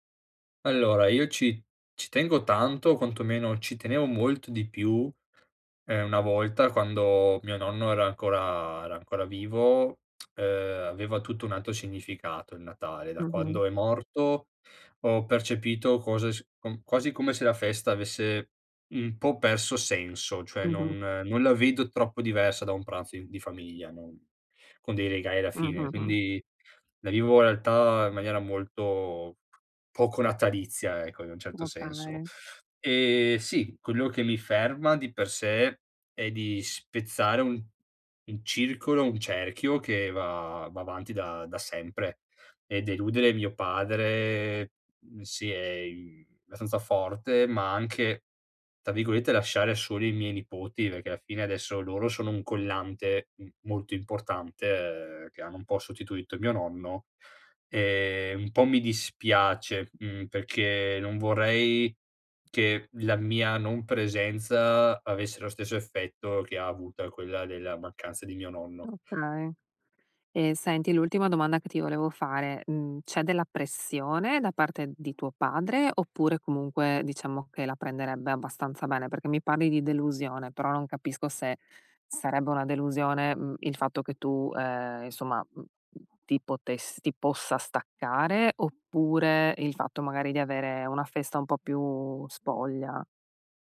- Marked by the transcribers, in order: tsk; tapping; "abbastanza" said as "bastanza"; "sostituito" said as "sotituito"
- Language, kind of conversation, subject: Italian, advice, Come posso rispettare le tradizioni di famiglia mantenendo la mia indipendenza personale?